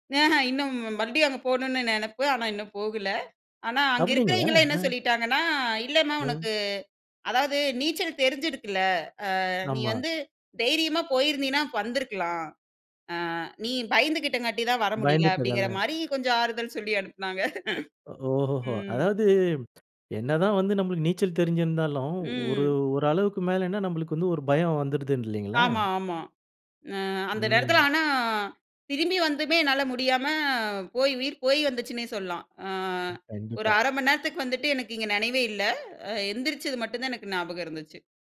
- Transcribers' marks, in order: laugh; "மணி" said as "மண்"
- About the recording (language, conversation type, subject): Tamil, podcast, அவசரநிலையில் ஒருவர் உங்களை காப்பாற்றிய அனுபவம் உண்டா?